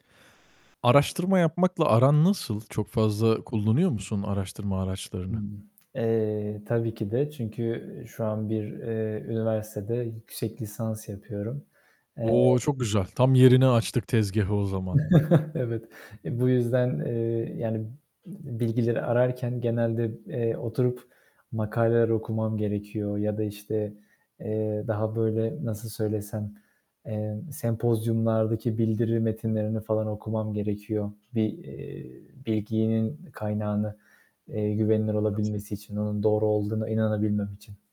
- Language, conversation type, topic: Turkish, podcast, Güvenilir kaynakları nasıl ayırt edersin?
- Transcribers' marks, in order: other background noise; static; unintelligible speech; tapping; distorted speech; chuckle; unintelligible speech